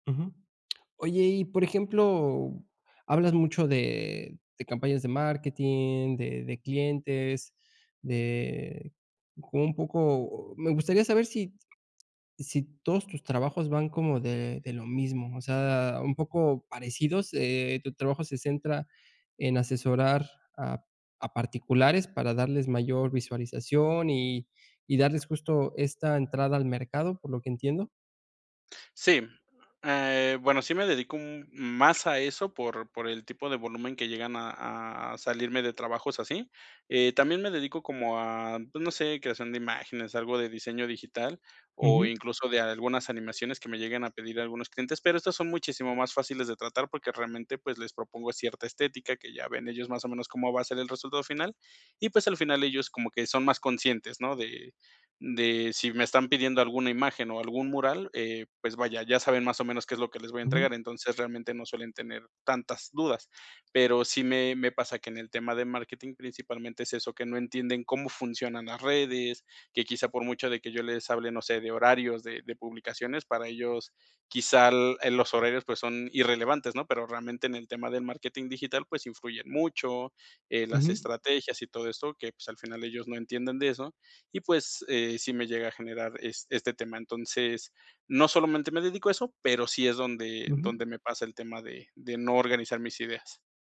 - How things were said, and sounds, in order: other noise
- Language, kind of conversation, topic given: Spanish, advice, ¿Cómo puedo organizar mis ideas antes de una presentación?